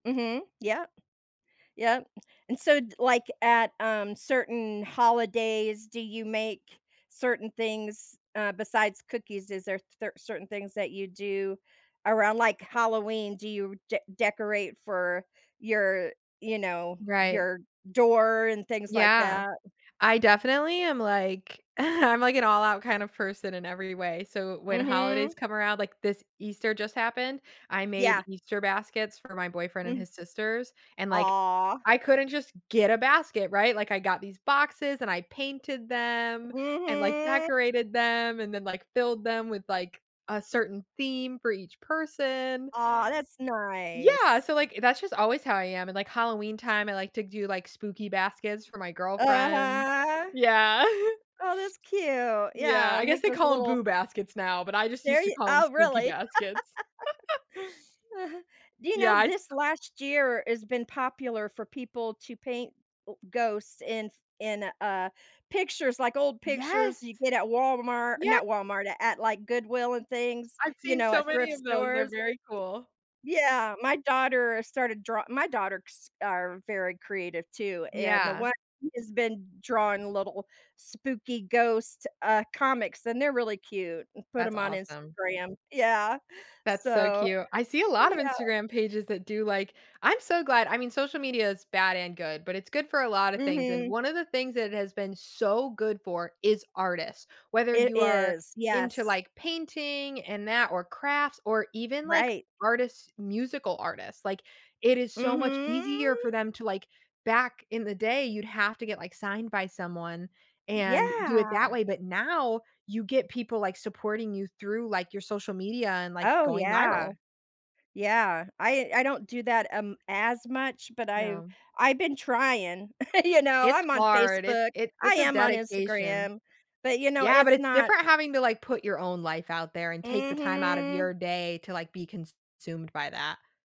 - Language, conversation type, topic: English, unstructured, How do you incorporate creativity into your everyday life?
- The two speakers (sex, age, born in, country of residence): female, 25-29, United States, United States; female, 60-64, United States, United States
- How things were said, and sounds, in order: tapping; chuckle; laughing while speaking: "yeah"; laugh; chuckle; other background noise; chuckle